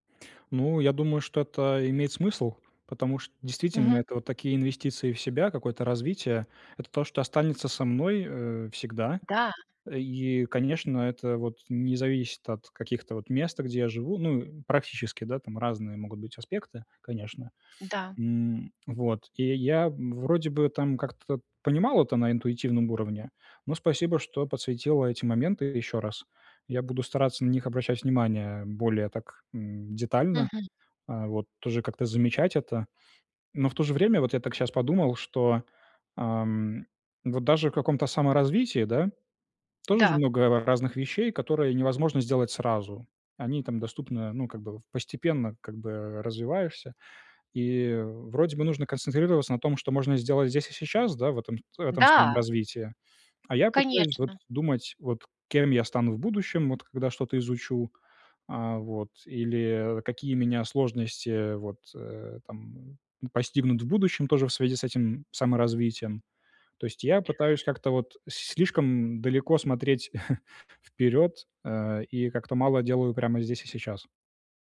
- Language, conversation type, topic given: Russian, advice, Как мне сосредоточиться на том, что я могу изменить, а не на тревожных мыслях?
- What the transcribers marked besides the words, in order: other background noise; inhale; chuckle